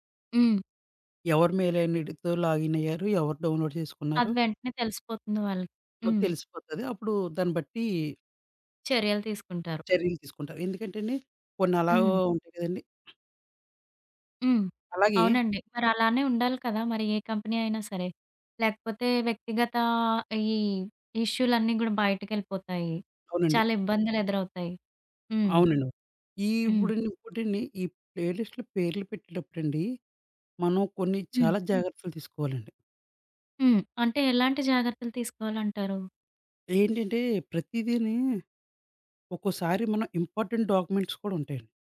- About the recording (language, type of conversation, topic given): Telugu, podcast, ప్లేలిస్టుకు పేరు పెట్టేటప్పుడు మీరు ఏ పద్ధతిని అనుసరిస్తారు?
- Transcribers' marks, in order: in English: "మెయిలైన్ ఐడితో లాగిన్"; in English: "డౌన్‌లోడ్"; other background noise; in English: "కంపెనీ"; in English: "ప్లే లిస్ట్‌లో"; in English: "ఇంపార్టెంట్ డాక్యుమెంట్స్"